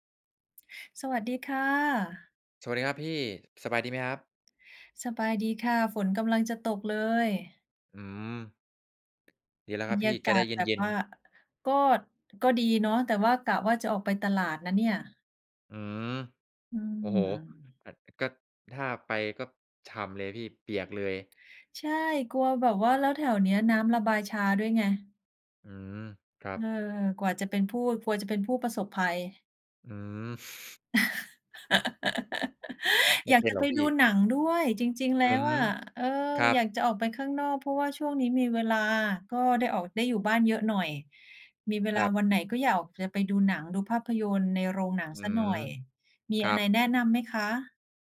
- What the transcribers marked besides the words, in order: chuckle; laugh
- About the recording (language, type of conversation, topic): Thai, unstructured, อะไรทำให้ภาพยนตร์บางเรื่องชวนให้รู้สึกน่ารังเกียจ?